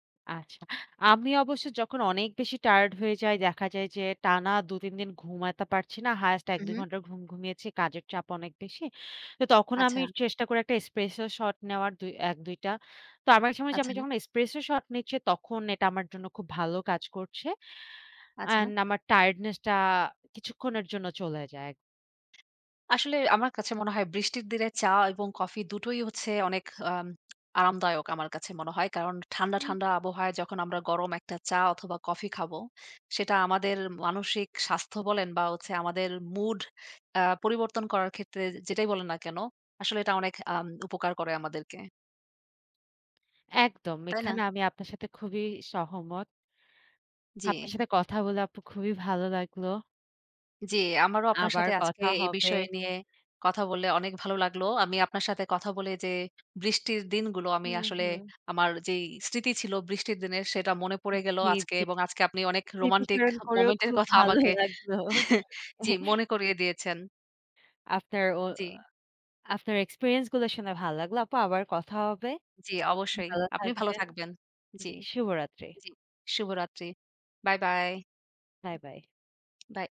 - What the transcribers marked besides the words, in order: in English: "Espresso Shot"; in English: "Espresso Shot"; lip smack; laughing while speaking: "খুব ভালো লাগলো"; scoff
- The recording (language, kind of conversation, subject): Bengali, unstructured, আপনার মতে বৃষ্টির দিনে কোনটি বেশি উপভোগ্য: ঘরে থাকা, নাকি বাইরে ঘুরতে যাওয়া?